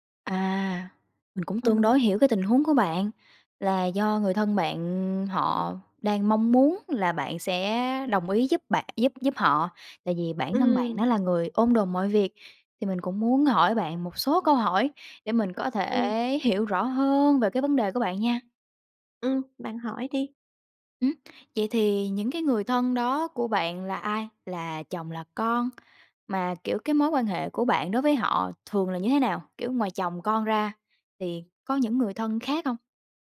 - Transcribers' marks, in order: tapping
- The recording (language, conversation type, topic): Vietnamese, advice, Làm thế nào để nói “không” khi người thân luôn mong tôi đồng ý mọi việc?